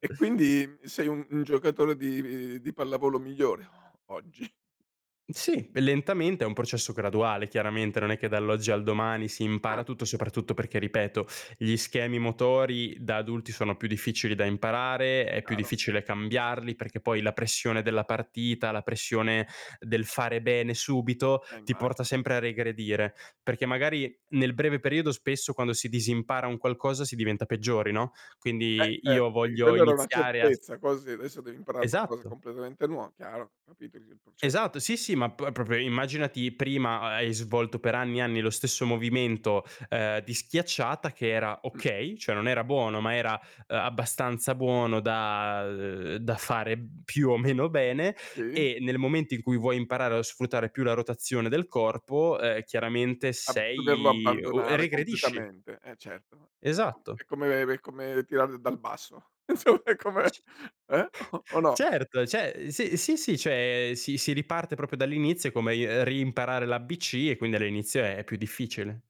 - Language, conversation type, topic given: Italian, podcast, Raccontami di una volta in cui hai dovuto disimparare qualcosa?
- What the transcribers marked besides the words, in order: laughing while speaking: "oggi"; unintelligible speech; unintelligible speech; "proprio" said as "propio"; unintelligible speech; laughing while speaking: "meno"; laughing while speaking: "Insomma"; chuckle; "Cioè" said as "ceh"; chuckle; laughing while speaking: "O"; "proprio" said as "propio"